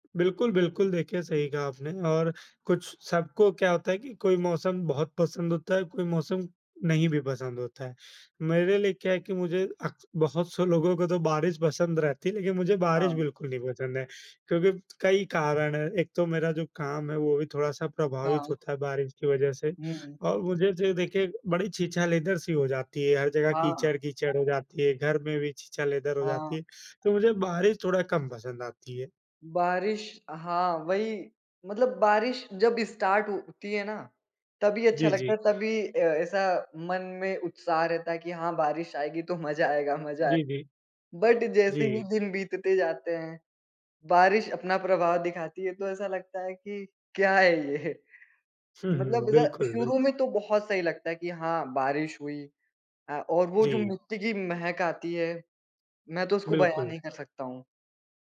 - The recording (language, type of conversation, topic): Hindi, unstructured, आपको सबसे अच्छा कौन सा मौसम लगता है और क्यों?
- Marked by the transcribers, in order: in English: "स्टार्ट"; other background noise; laughing while speaking: "मज़ा"; in English: "बट"; laughing while speaking: "है ये?"